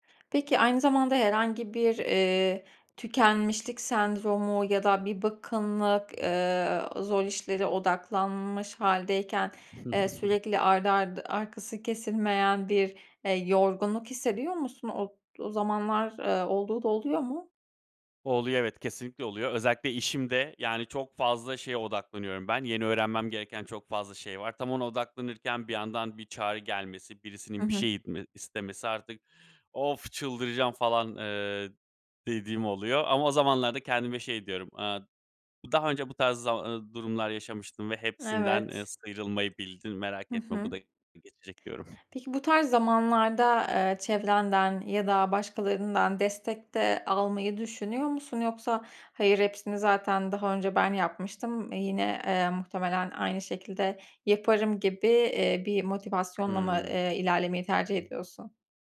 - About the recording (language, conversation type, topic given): Turkish, podcast, Gelen bilgi akışı çok yoğunken odaklanmanı nasıl koruyorsun?
- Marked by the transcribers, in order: other background noise; chuckle; tapping